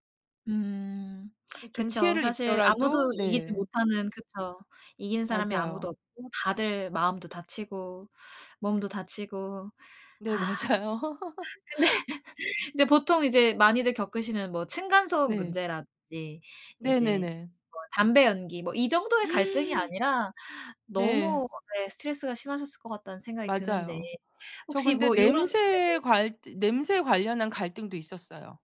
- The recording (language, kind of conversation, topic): Korean, podcast, 이웃 간 갈등이 생겼을 때 가장 원만하게 해결하는 방법은 무엇인가요?
- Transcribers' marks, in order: tapping; laughing while speaking: "근데"; laughing while speaking: "맞아요"; laugh; gasp